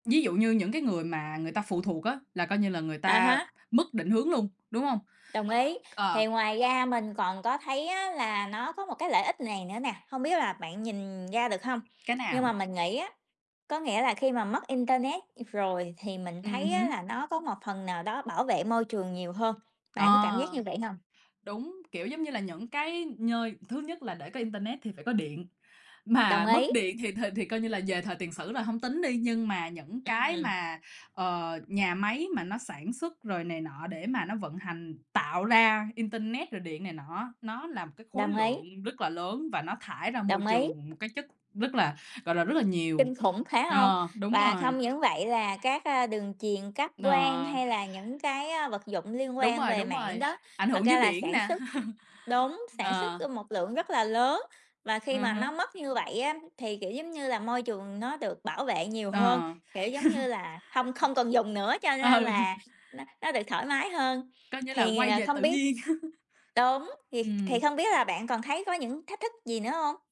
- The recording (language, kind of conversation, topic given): Vietnamese, unstructured, Bạn sẽ phản ứng thế nào nếu một ngày thức dậy và nhận ra mình đang sống trong một thế giới không có internet?
- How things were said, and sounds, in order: tapping; other background noise; bird; chuckle; chuckle; laughing while speaking: "Ừ"; chuckle